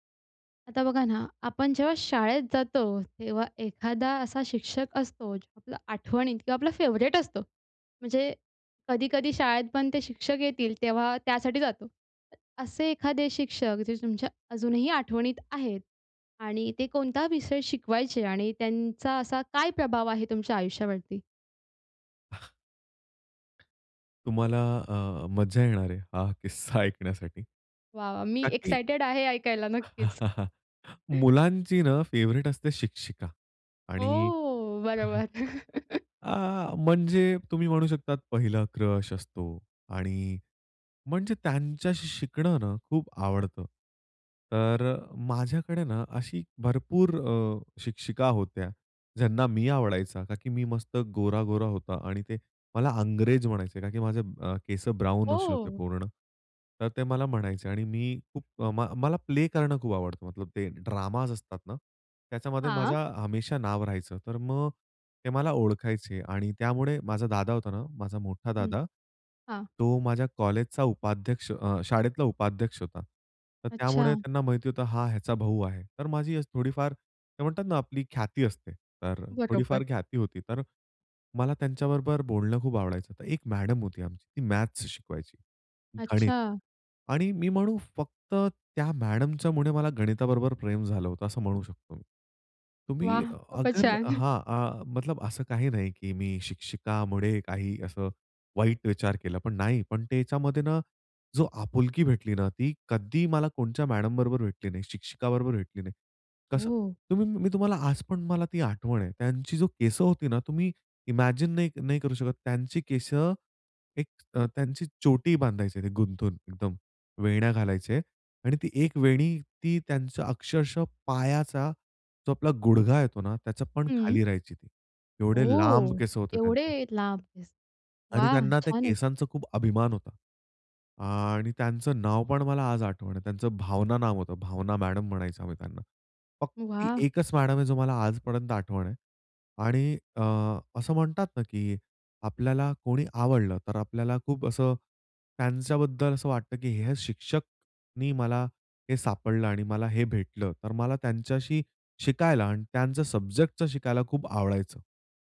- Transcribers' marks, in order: in English: "फेवरेट"; other background noise; laughing while speaking: "हा किस्सा ऐकण्यासाठी"; chuckle; in English: "फेव्हरेट"; surprised: "ओह!"; in English: "क्रश"; chuckle; in English: "ड्रामा"; laughing while speaking: "छान"; in English: "इमॅजिन"; surprised: "ओह!"; in English: "सब्जेक्टच"
- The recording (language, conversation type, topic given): Marathi, podcast, शाळेतल्या एखाद्या शिक्षकामुळे कधी शिकायला प्रेम झालंय का?